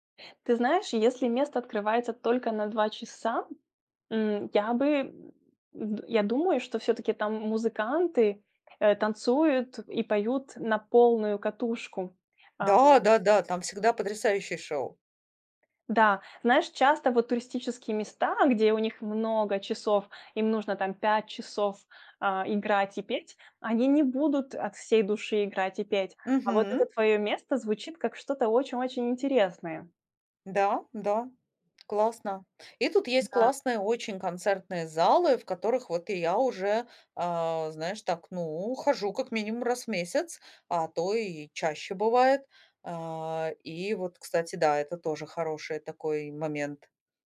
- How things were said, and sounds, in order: none
- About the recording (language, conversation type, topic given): Russian, advice, Что делать, если после переезда вы чувствуете потерю привычной среды?